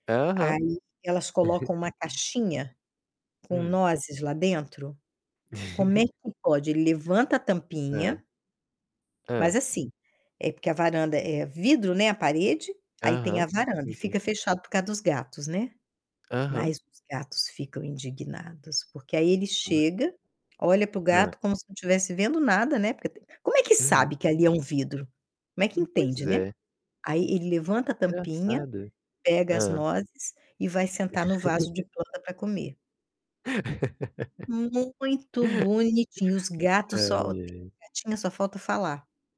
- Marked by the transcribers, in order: distorted speech; chuckle; chuckle; tapping; other background noise; chuckle; laugh
- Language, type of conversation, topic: Portuguese, unstructured, Qual é o lugar na natureza que mais te faz feliz?